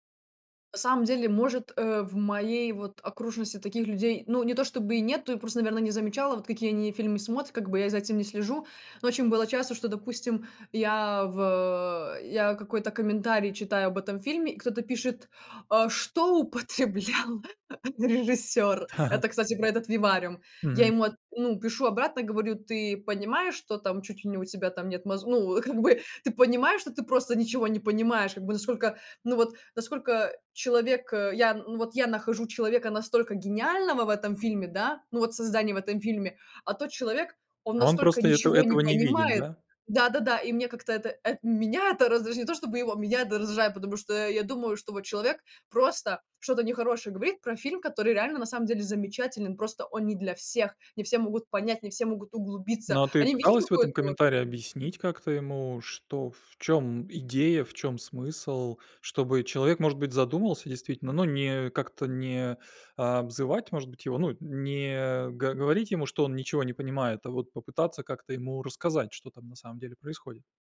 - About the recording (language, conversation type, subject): Russian, podcast, Какую концовку ты предпочитаешь: открытую или закрытую?
- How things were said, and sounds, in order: tapping; laughing while speaking: "употреблял режиссер?"; other background noise; laugh; laughing while speaking: "как бы"